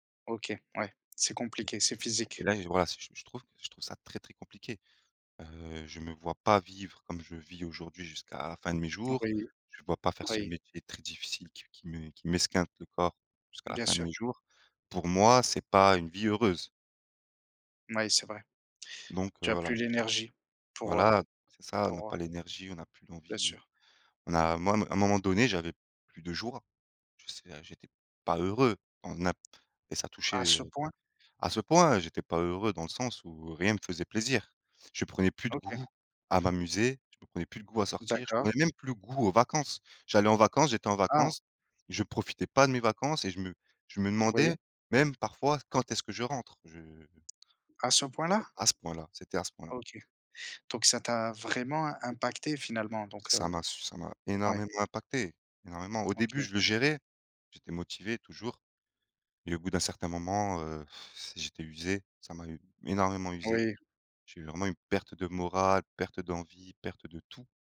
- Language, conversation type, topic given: French, unstructured, Qu’est-ce qui te rend triste dans ta vie professionnelle ?
- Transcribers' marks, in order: other noise; tapping; other background noise; blowing; stressed: "perte"; stressed: "tout"